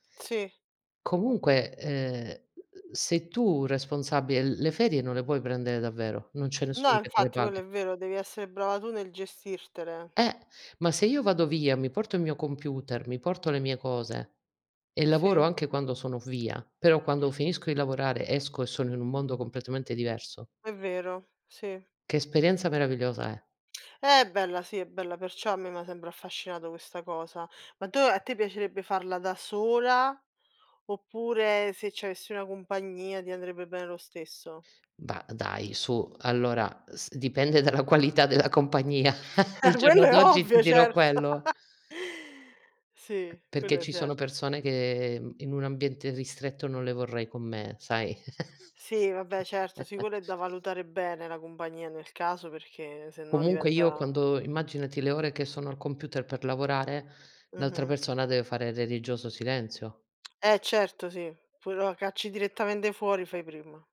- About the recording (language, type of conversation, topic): Italian, unstructured, Hai mai rinunciato a un sogno? Perché?
- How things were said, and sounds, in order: tapping; laughing while speaking: "dalla qualità della"; chuckle; laughing while speaking: "Ah, quello è ovvio, certo!"; chuckle; other background noise; chuckle